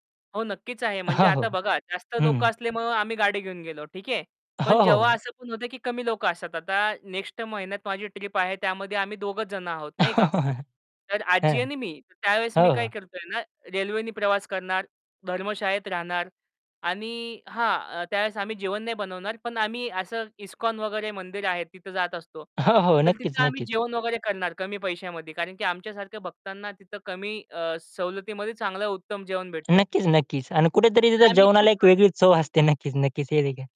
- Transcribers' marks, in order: tapping; distorted speech; chuckle; other background noise
- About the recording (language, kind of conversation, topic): Marathi, podcast, कमी बजेटमध्ये छान प्रवास कसा करायचा?